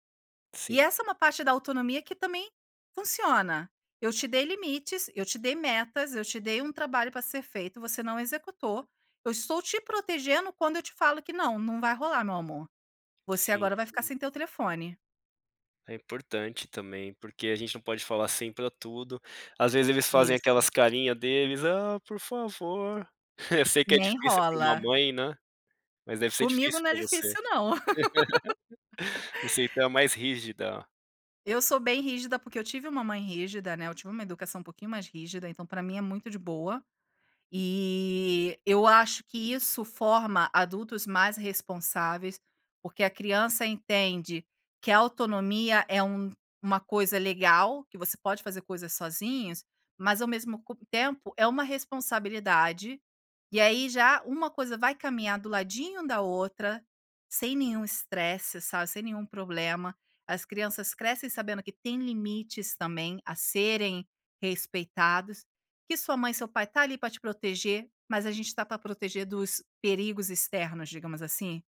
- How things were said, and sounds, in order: put-on voice: "Ah por favor"; laugh
- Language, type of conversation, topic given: Portuguese, podcast, Como incentivar a autonomia sem deixar de proteger?